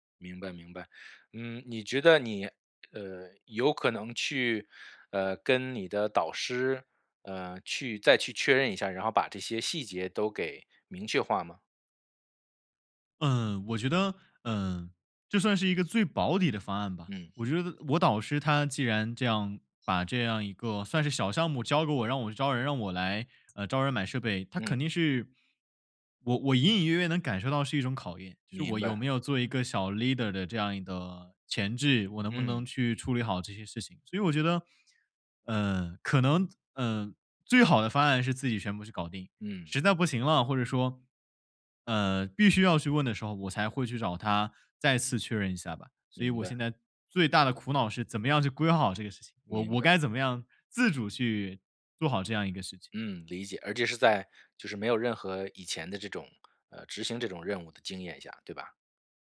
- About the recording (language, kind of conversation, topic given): Chinese, advice, 在资金有限的情况下，我该如何确定资源分配的优先级？
- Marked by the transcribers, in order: none